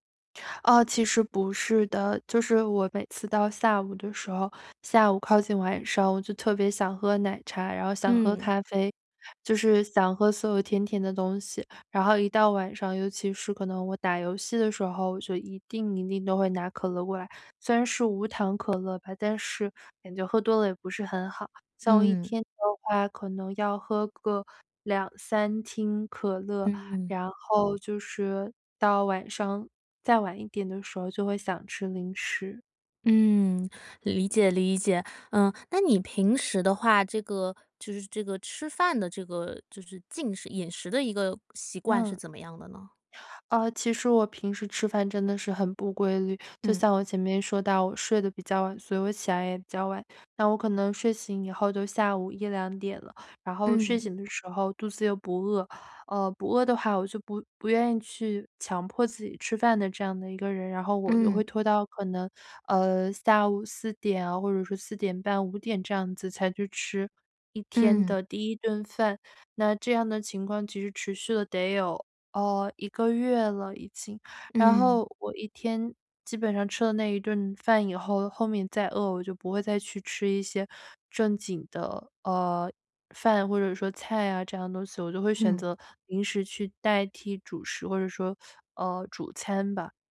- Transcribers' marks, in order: other background noise; teeth sucking
- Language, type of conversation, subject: Chinese, advice, 我总是在晚上忍不住吃零食，怎么才能抵抗这种冲动？